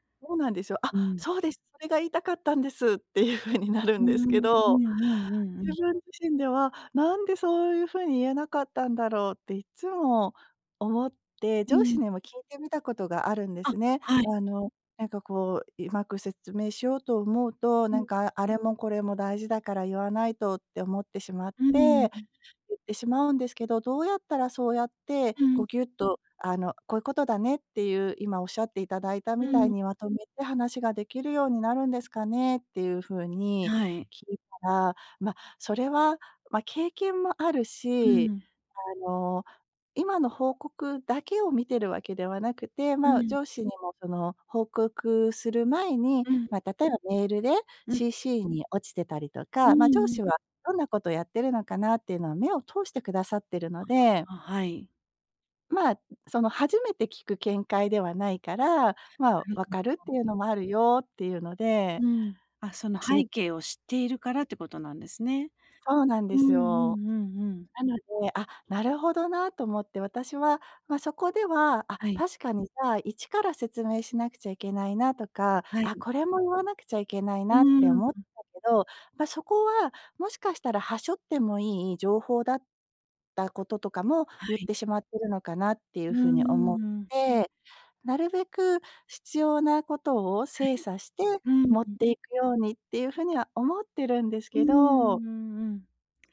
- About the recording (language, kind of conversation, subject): Japanese, advice, 短時間で要点を明確に伝えるにはどうすればよいですか？
- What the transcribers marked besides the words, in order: laughing while speaking: "っていうふうに"; other background noise; tapping